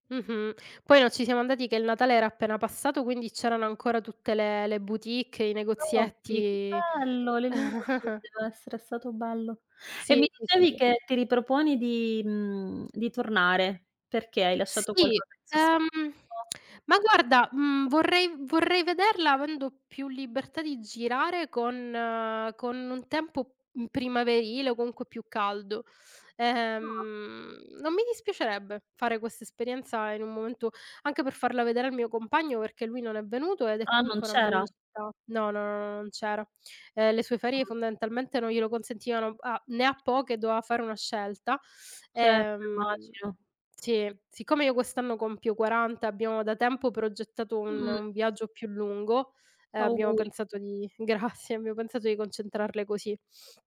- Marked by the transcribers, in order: other background noise; unintelligible speech; chuckle; laughing while speaking: "Ah-ah"; tongue click; unintelligible speech; drawn out: "Ehm"; tapping; unintelligible speech; laughing while speaking: "grazie"
- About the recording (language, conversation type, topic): Italian, unstructured, Come decidi se fare una vacanza al mare o in montagna?